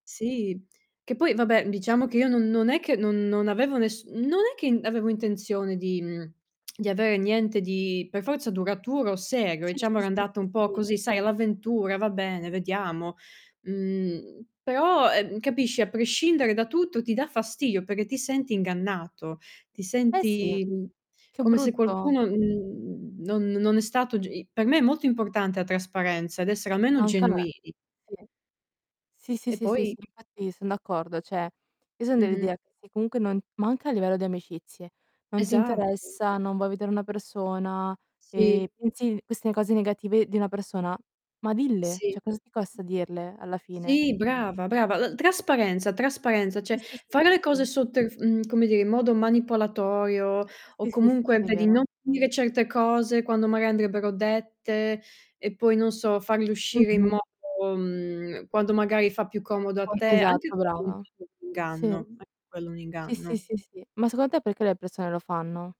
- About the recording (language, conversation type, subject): Italian, unstructured, Come reagiresti se qualcuno cercasse di convincerti con l’inganno?
- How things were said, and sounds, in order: other background noise; tsk; "diciamo" said as "iciamo"; distorted speech; "fastidio" said as "fastiio"; "cioè" said as "ceh"; "Cioè" said as "ceh"; "cioè" said as "ceh"; tapping; unintelligible speech; unintelligible speech; "secondo" said as "secono"